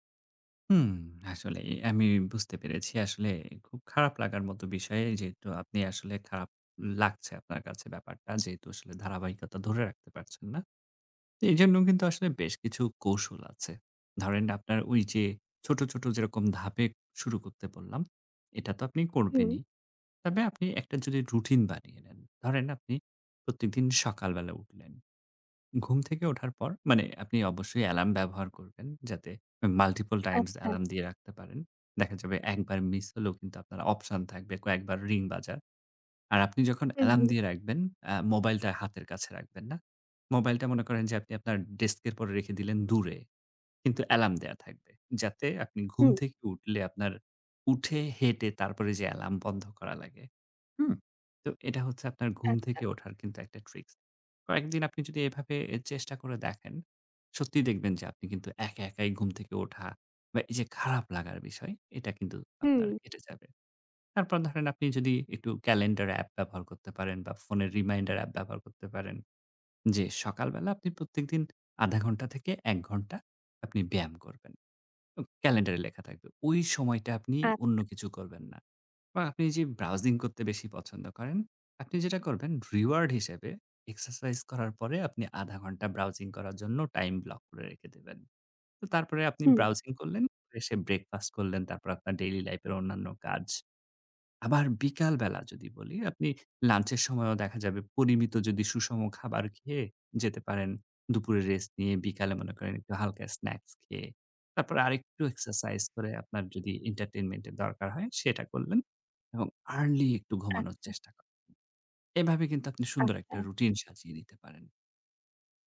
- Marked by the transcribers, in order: tapping; "আসলেই" said as "হাসলেই"; in English: "multiple times"; lip smack; in English: "option"; in English: "desk"; in English: "tricks"; trusting: "কয়েকদিন আপনি যদি এভাবে এ … আপনার কেটে যাবে"; in English: "reward"; in English: "time block"; in English: "breakfast"; in English: "daily life"; in English: "lunch"; "পরিমিত" said as "পনিমিত"; in English: "snacks"; in English: "entertainment"; in English: "early"
- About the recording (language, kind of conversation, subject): Bengali, advice, দৈনন্দিন রুটিনে আগ্রহ হারানো ও লক্ষ্য স্পষ্ট না থাকা